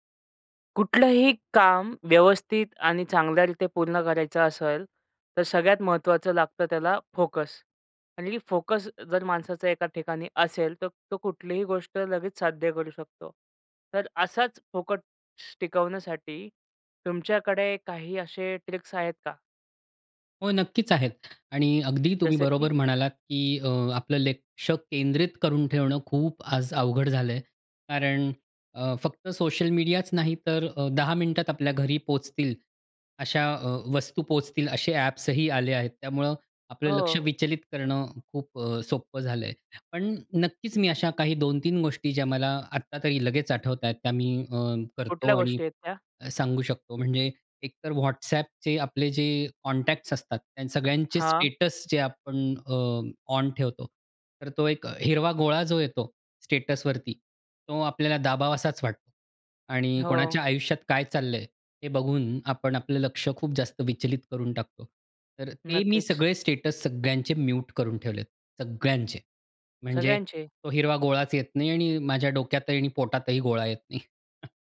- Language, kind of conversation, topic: Marathi, podcast, फोकस टिकवण्यासाठी तुमच्याकडे काही साध्या युक्त्या आहेत का?
- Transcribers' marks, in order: "फोकस" said as "फोक्ट्स"; "लक्ष" said as "लेक्ष"; other background noise; in English: "कॉन्टॅक्ट्स"; in English: "म्यूट"; laughing while speaking: "नाही"; chuckle